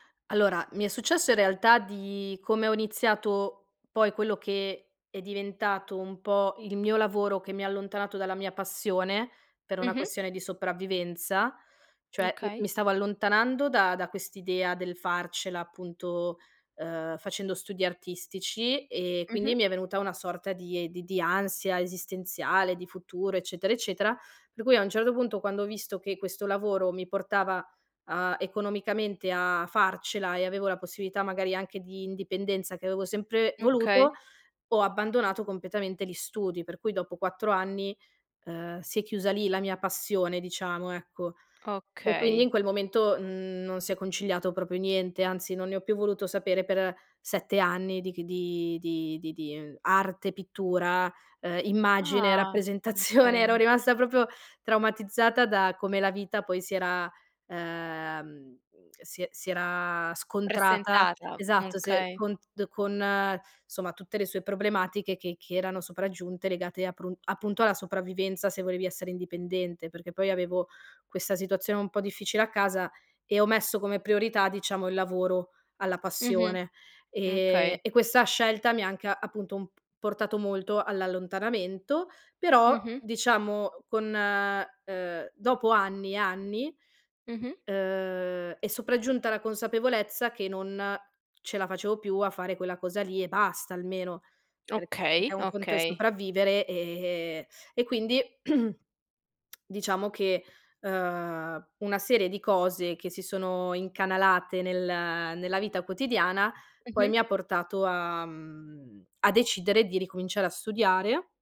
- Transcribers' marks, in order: "proprio" said as "propio"; throat clearing
- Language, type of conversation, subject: Italian, podcast, Come scegli tra una passione e un lavoro stabile?